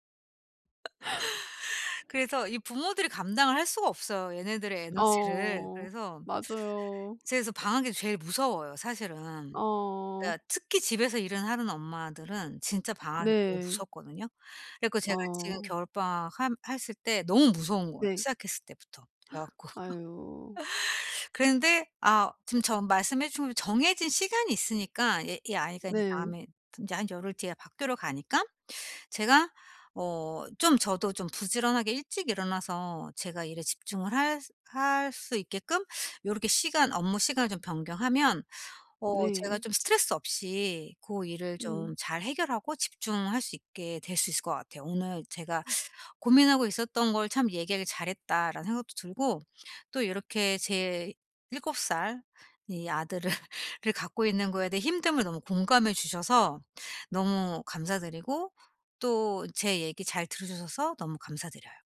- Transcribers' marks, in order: laugh; other background noise; unintelligible speech; gasp; laugh; laughing while speaking: "아들을"; "들어주셔서" said as "드르주셔서"
- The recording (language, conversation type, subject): Korean, advice, 깊은 집중에 들어가려면 어떻게 해야 하나요?